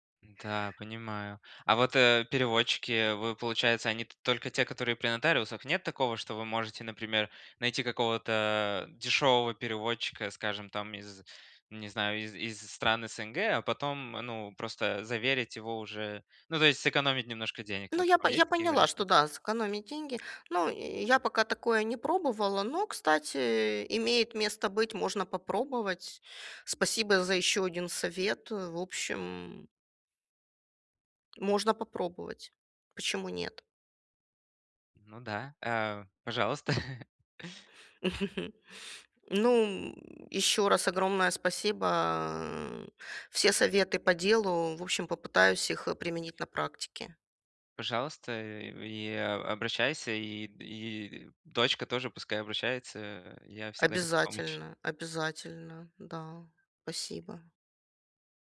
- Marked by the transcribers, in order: tapping; chuckle
- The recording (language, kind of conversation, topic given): Russian, advice, С чего начать, чтобы разобраться с местными бюрократическими процедурами при переезде, и какие документы для этого нужны?